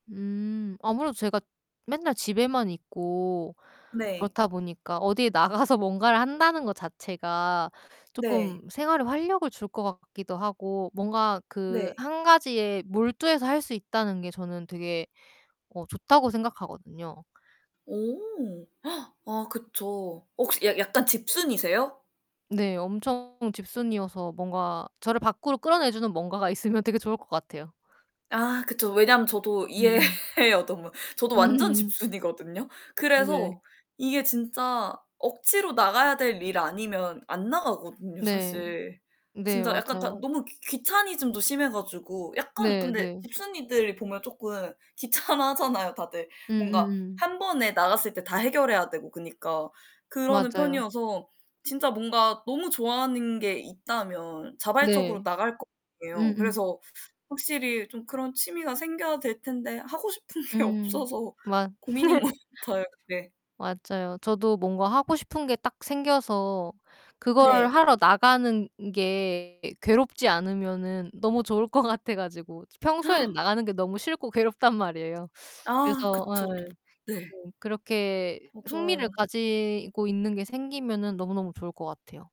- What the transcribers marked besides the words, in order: laughing while speaking: "나가서"; distorted speech; other background noise; gasp; laughing while speaking: "뭔가가 있으면"; laughing while speaking: "이해해요"; laugh; tapping; laughing while speaking: "귀찮아하잖아요"; laughing while speaking: "싶은 게 없어서 고민인 것"; laugh; laughing while speaking: "좋을 것"; gasp
- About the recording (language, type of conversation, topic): Korean, unstructured, 어떤 취미를 새로 시작해 보고 싶으신가요?